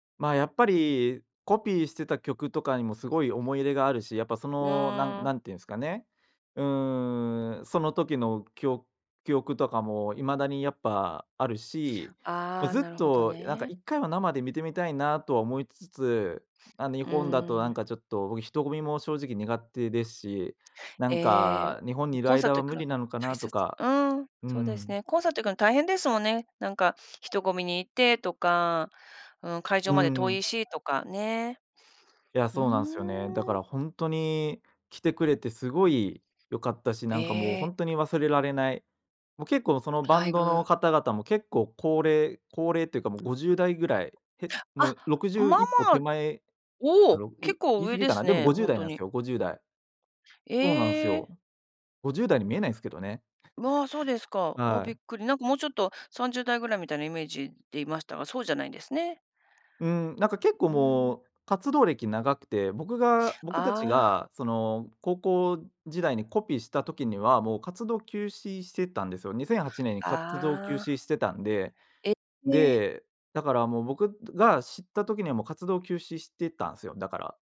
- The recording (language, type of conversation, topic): Japanese, podcast, 好きなアーティストとはどんなふうに出会いましたか？
- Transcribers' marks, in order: tapping; "日本" said as "いほん"